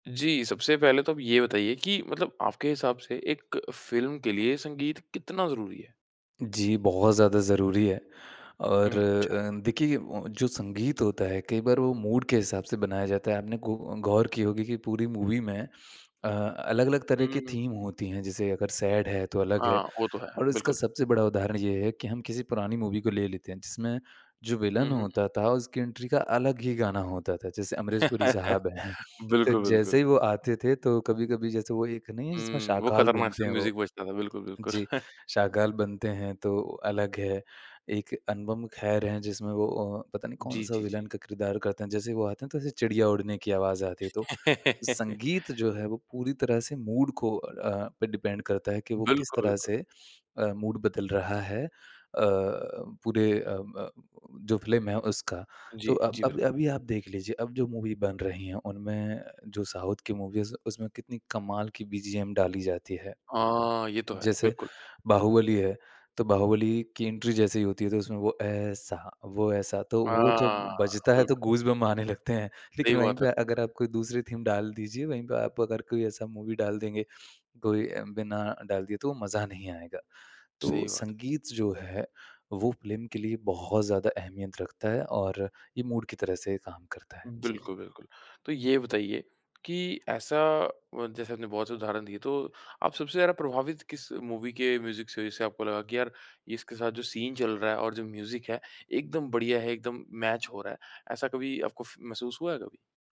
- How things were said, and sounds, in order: in English: "मूड"; in English: "मूवी"; in English: "थीम"; in English: "सैड"; in English: "मूवी"; in English: "विलेन"; in English: "एंट्री"; laugh; in English: "म्यूज़िक"; chuckle; in English: "विलेन"; laugh; in English: "मूड"; in English: "डिपेंड"; in English: "मूड"; tapping; in English: "मूवी"; in English: "साउथ"; in English: "मूवीज़"; in English: "एंट्री"; singing: "वो ऐसा, वो ऐसा"; in English: "गूज़बम्प"; in English: "थीम"; in English: "मूवी"; in English: "मूड"; in English: "मूवी"; in English: "म्यूज़िक"; in English: "सीन"; in English: "म्यूज़िक"; in English: "मैच"
- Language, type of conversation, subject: Hindi, podcast, फिल्म में संगीत की अहमियत कितनी होती है, इस बारे में आपका क्या कहना है?